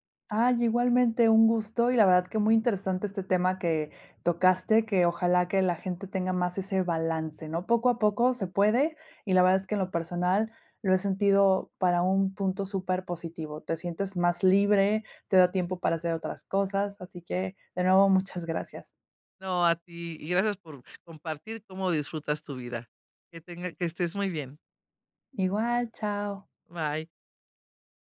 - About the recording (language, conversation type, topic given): Spanish, podcast, ¿Qué límites estableces entre tu vida personal y tu vida profesional en redes sociales?
- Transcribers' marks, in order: none